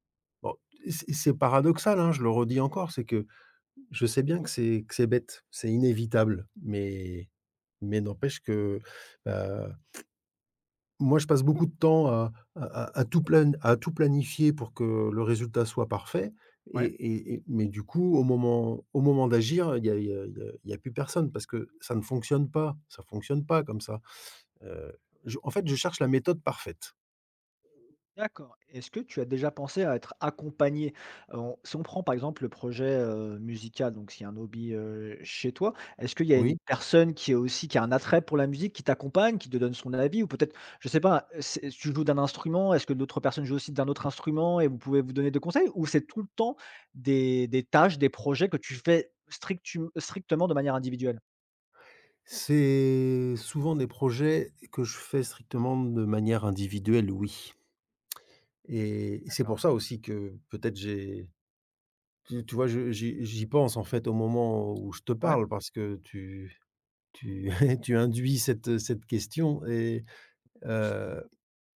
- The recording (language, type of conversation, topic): French, advice, Comment mon perfectionnisme m’empêche-t-il d’avancer et de livrer mes projets ?
- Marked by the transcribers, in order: other background noise; stressed: "accompagné"; stressed: "personne"; drawn out: "C'est"; chuckle